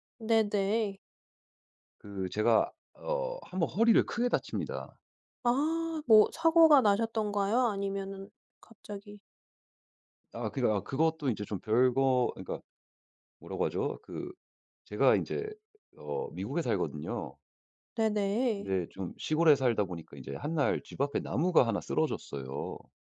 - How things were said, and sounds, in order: other background noise
- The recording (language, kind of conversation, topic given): Korean, podcast, 잘못된 길에서 벗어나기 위해 처음으로 어떤 구체적인 행동을 하셨나요?